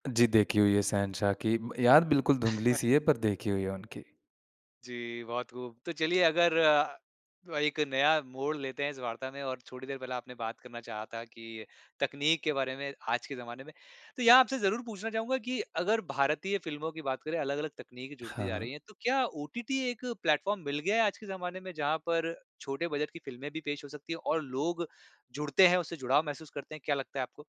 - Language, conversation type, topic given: Hindi, podcast, पुरानी और नई फिल्मों में आपको क्या फर्क महसूस होता है?
- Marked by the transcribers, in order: chuckle; in English: "प्लेटफ़ॉर्म"; in English: "बजट"